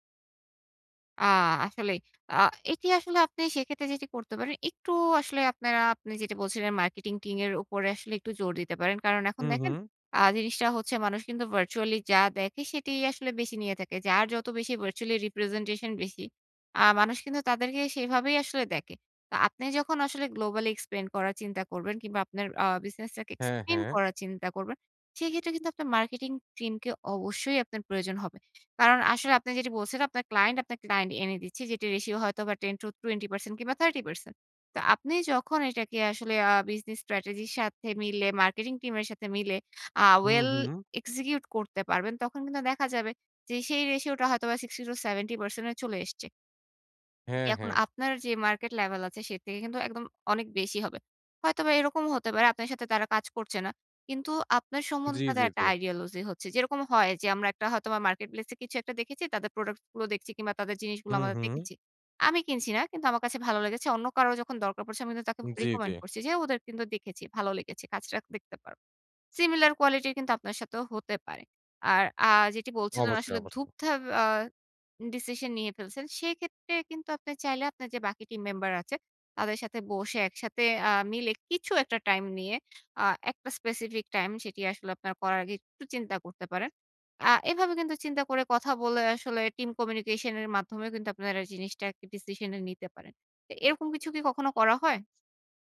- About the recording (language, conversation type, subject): Bengali, advice, স্টার্টআপে দ্রুত সিদ্ধান্ত নিতে গিয়ে আপনি কী ধরনের চাপ ও দ্বিধা অনুভব করেন?
- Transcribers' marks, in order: in English: "virtually representation"; in English: "globally expand"; in English: "well execute"; in English: "market level"; in English: "ideology"; "কাজটা" said as "কাজট্রা"; in English: "Similar quality"